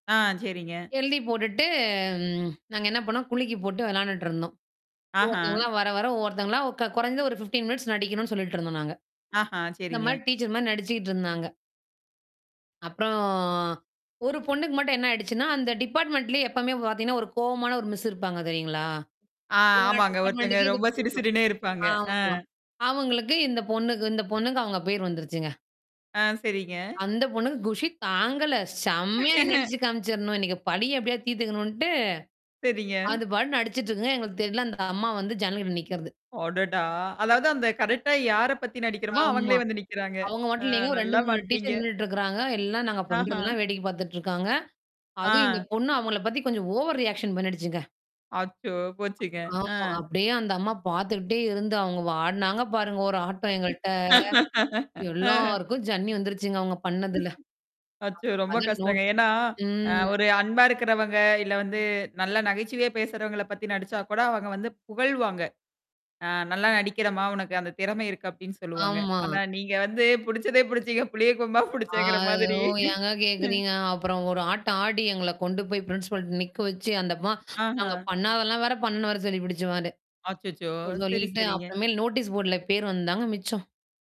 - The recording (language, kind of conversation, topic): Tamil, podcast, நண்பர்களுடன் விளையாடிய போது உங்களுக்கு மிகவும் பிடித்த ஒரு நினைவை பகிர முடியுமா?
- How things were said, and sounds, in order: drawn out: "போட்டுட்டு"; distorted speech; in English: "ஃபிஃப்டீன் மினிட்ஸ்"; in English: "டீச்சர்"; drawn out: "அப்புறம்"; in English: "டிபார்ட்மென்ட்லயே"; in English: "மிஸ்"; tapping; laughing while speaking: "ஆ. ஆமாங்க. ஒருத்தங்க ரொம்ப சிடு சிடுனே இருப்பாங்க. அ"; in English: "டிபார்ட்மெண்டக்கே"; drawn out: "செம்மையா"; laugh; "பலிய" said as "படிய"; laughing while speaking: "சேரிங்க"; mechanical hum; other noise; in English: "கரெக்ட்டா"; drawn out: "ஆமா"; laughing while speaking: "அவங்களே வந்து நிக்கிறாங்க. அ நல்லா மாட்னீங்க"; in English: "டீச்சர்"; other background noise; in English: "ஓவர் ரியாக்ஷன்"; drawn out: "அச்சோ!"; laughing while speaking: "அ"; drawn out: "எங்கள்ட்ட"; chuckle; drawn out: "ம்"; drawn out: "ஆமா"; laughing while speaking: "ஆனா நீங்க வந்து, புடிச்சதே புடிச்சீங்க, புளியம் கொம்பா புடிச்சேங்கிற மாதிரி ம்"; static; drawn out: "ஆ. ஓ"; in English: "பிரின்சிபால்"; "அது" said as "வாரு"; in English: "நோட்டீஸ் போர்டுல"